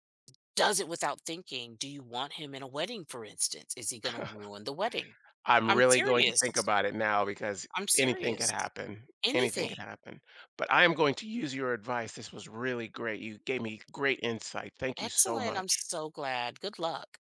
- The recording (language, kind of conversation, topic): English, advice, How do I cope with shock after a close friend's betrayal?
- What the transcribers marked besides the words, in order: chuckle; tapping